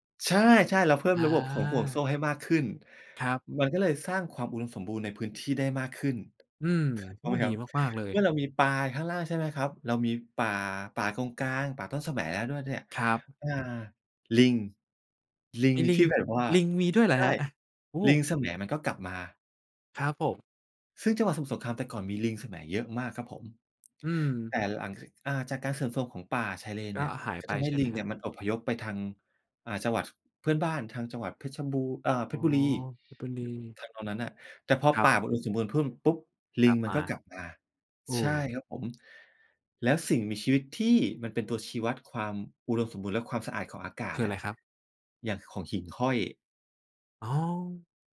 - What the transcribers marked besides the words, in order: other background noise
- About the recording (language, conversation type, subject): Thai, podcast, ถ้าพูดถึงการอนุรักษ์ทะเล เราควรเริ่มจากอะไร?